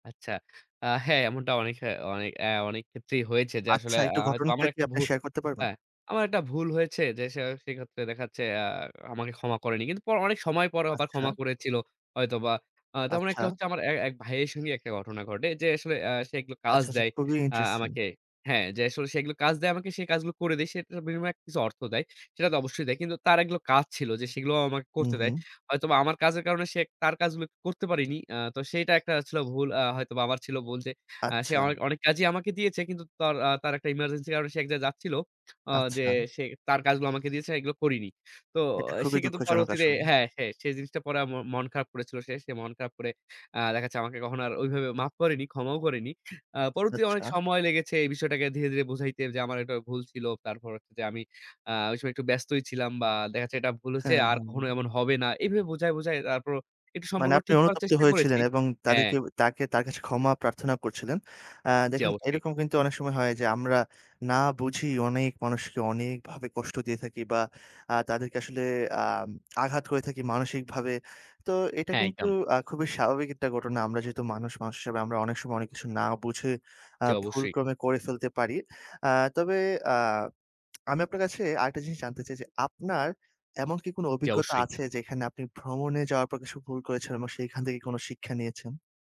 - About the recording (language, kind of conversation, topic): Bengali, podcast, ভুল করলে নিজেকে আপনি কীভাবে ক্ষমা করেন?
- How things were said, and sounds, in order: other background noise; "অনেক" said as "অনে"; "তেমন" said as "তমন"; bird; "অনেক" said as "অনে"; "তার" said as "তর"; tapping; lip smack